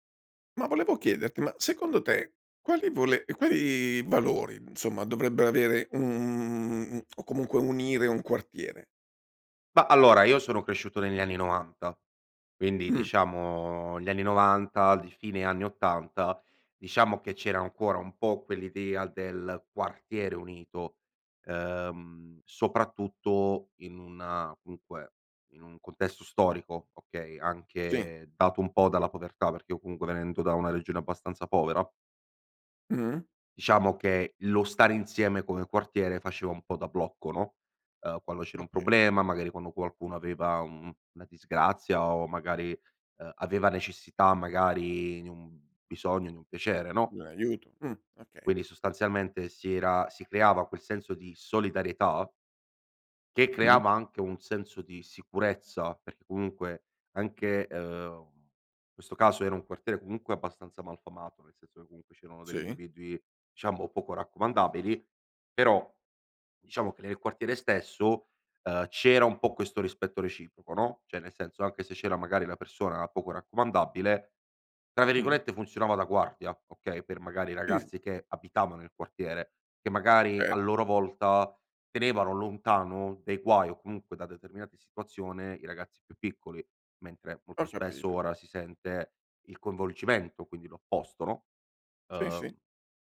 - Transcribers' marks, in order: lip smack; "comunque" said as "cunque"; "comunque" said as "counque"; "degli" said as "delli"; "diciamo" said as "ciamo"; unintelligible speech
- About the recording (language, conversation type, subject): Italian, podcast, Quali valori dovrebbero unire un quartiere?